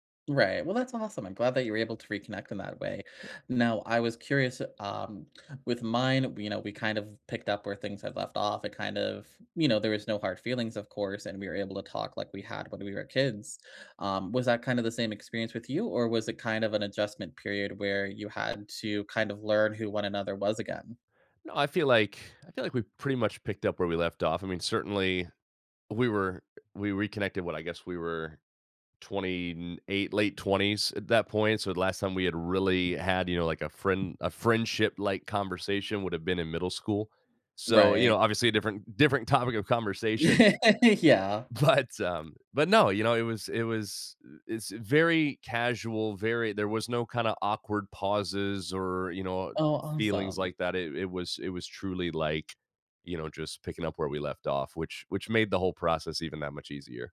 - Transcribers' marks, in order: tapping; other background noise; laugh; laughing while speaking: "But"
- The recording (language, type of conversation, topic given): English, unstructured, How do I manage friendships that change as life gets busier?